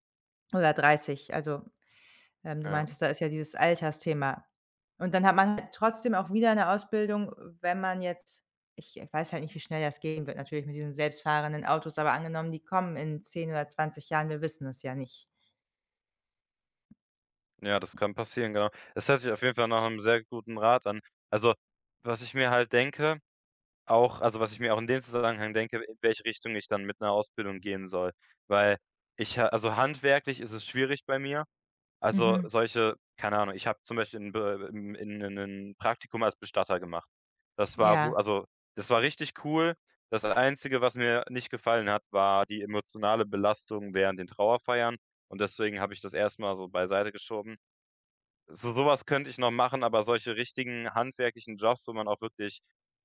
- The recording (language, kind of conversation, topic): German, advice, Worauf sollte ich meine Aufmerksamkeit richten, wenn meine Prioritäten unklar sind?
- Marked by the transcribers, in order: none